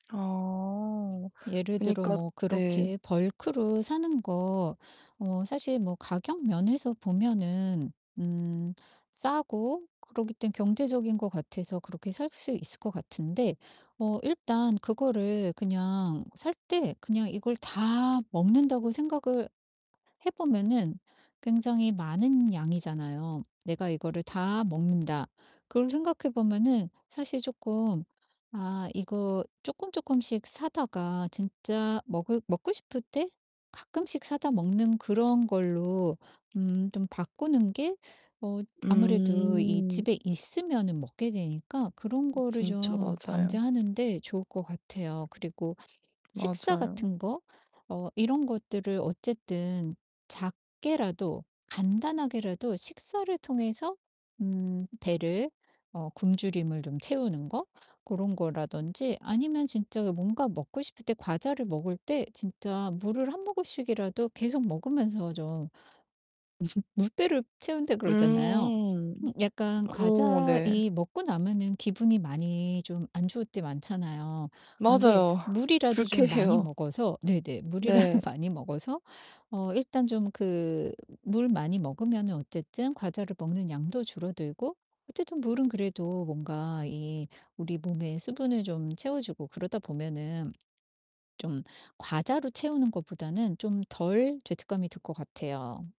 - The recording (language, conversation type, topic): Korean, advice, 감정 때문에 자꾸 군것질하게 될 때 어떻게 조절하면 좋을까요?
- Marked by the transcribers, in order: other background noise; distorted speech; tapping; laugh; laughing while speaking: "물이라도"